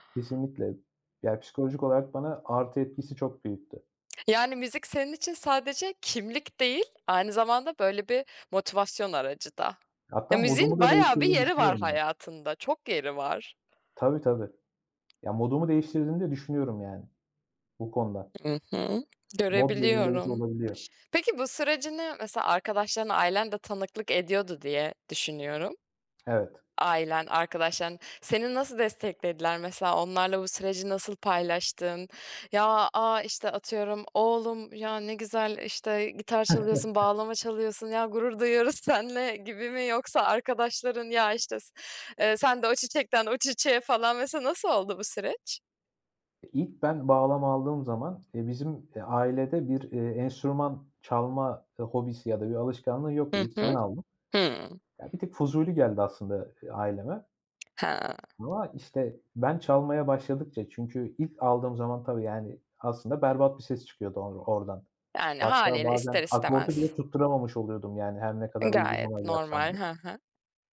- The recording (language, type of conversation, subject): Turkish, podcast, Müziğe ilgi duymaya nasıl başladın?
- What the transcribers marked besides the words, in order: other background noise; tapping; chuckle; unintelligible speech